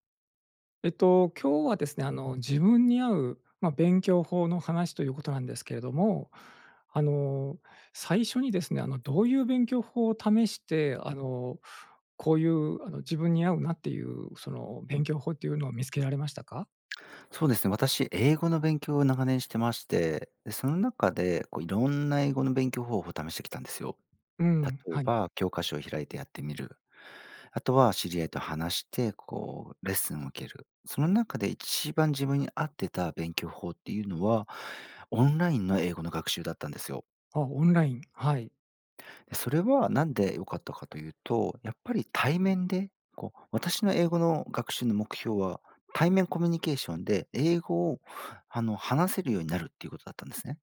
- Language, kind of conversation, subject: Japanese, podcast, 自分に合う勉強法はどうやって見つけましたか？
- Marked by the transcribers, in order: none